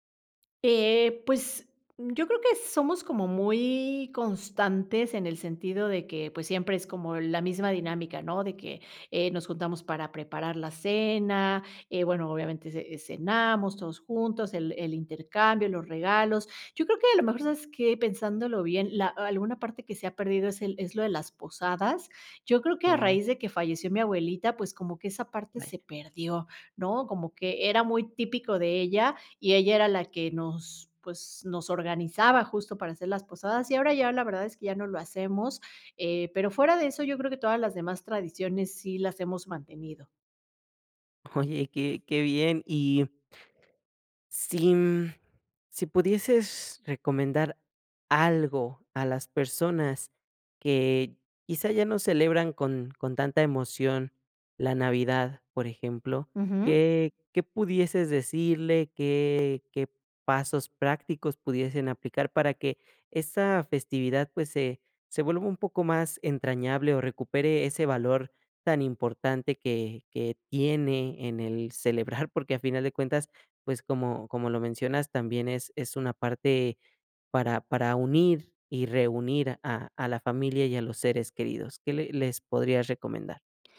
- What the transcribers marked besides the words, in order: none
- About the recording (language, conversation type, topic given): Spanish, podcast, ¿Qué tradición familiar te hace sentir que realmente formas parte de tu familia?